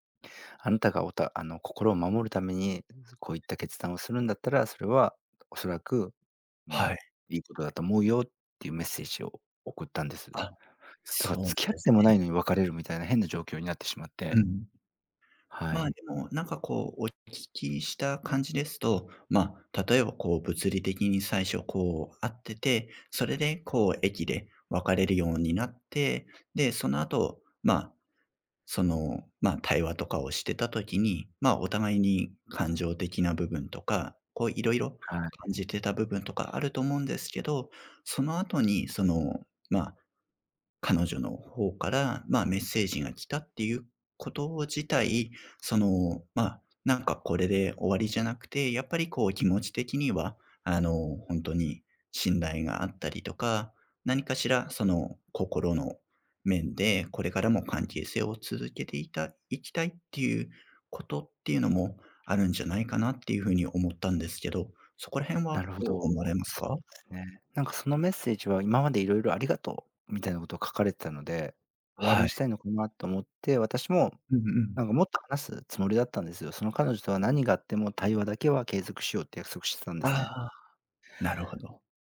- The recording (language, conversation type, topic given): Japanese, advice, 信頼を損なう出来事があり、不安を感じていますが、どうすればよいですか？
- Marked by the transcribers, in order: unintelligible speech